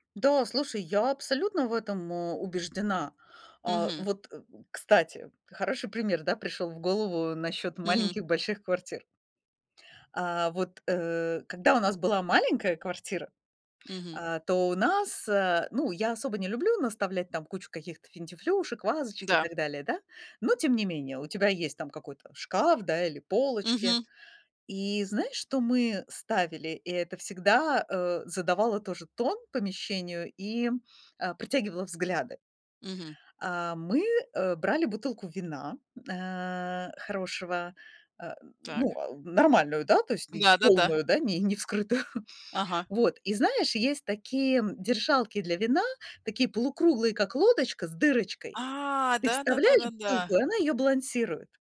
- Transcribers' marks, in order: other background noise; chuckle; drawn out: "А"
- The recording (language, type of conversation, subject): Russian, podcast, Как гармонично сочетать минимализм с яркими акцентами?